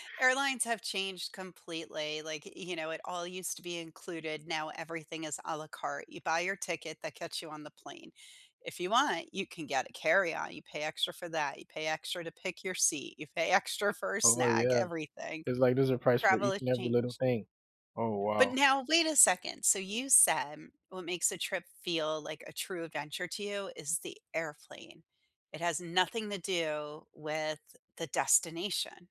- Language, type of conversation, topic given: English, unstructured, What makes a trip feel like a true adventure?
- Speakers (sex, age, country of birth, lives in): female, 50-54, United States, United States; male, 35-39, United States, United States
- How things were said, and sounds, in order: "said" said as "saim"